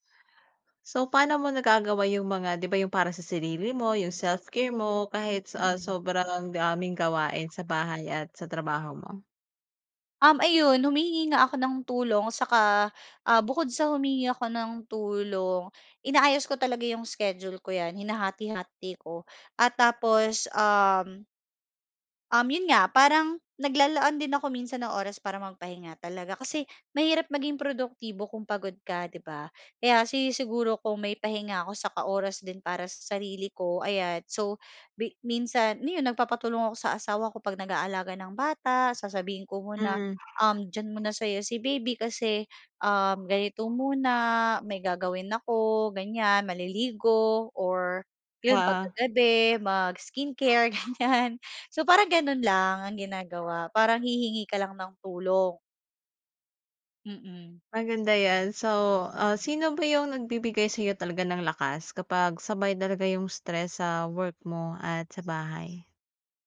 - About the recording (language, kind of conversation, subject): Filipino, podcast, Paano mo nababalanse ang trabaho at mga gawain sa bahay kapag pareho kang abala sa dalawa?
- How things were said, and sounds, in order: other background noise; bird